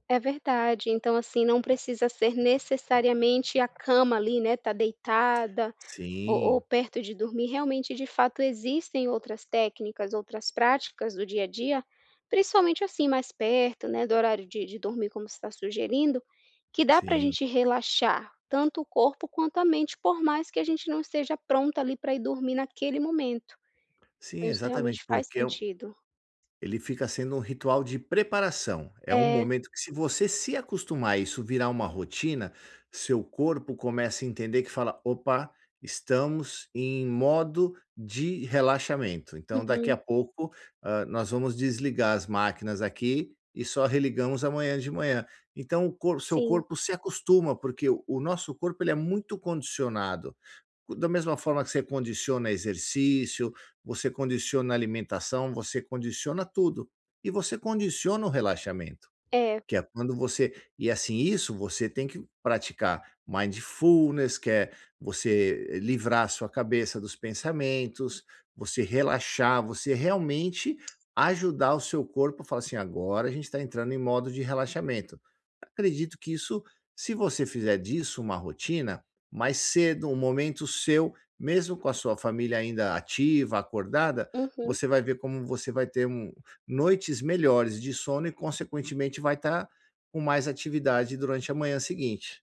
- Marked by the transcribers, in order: tapping; in English: "mindfulness"
- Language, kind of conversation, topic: Portuguese, advice, Como posso me sentir mais disposto ao acordar todas as manhãs?
- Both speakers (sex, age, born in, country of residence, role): female, 30-34, Brazil, United States, user; male, 50-54, Brazil, United States, advisor